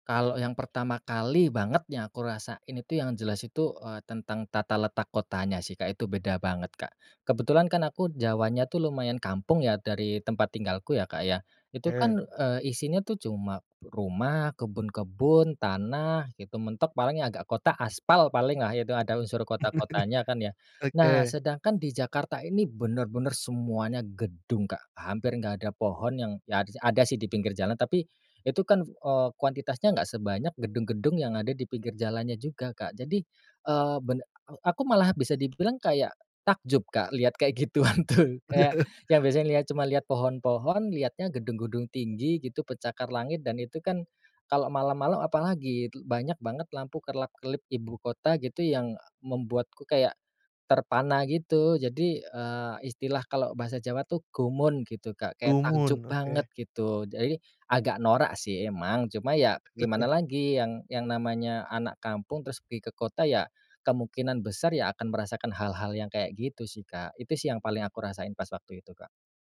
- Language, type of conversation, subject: Indonesian, podcast, Bisakah kamu menceritakan pengalaman adaptasi budaya yang pernah kamu alami?
- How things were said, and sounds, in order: laugh; laughing while speaking: "gituan tuh"; laughing while speaking: "Bener"; chuckle; in Javanese: "gumun"; in Javanese: "Gumun"; laugh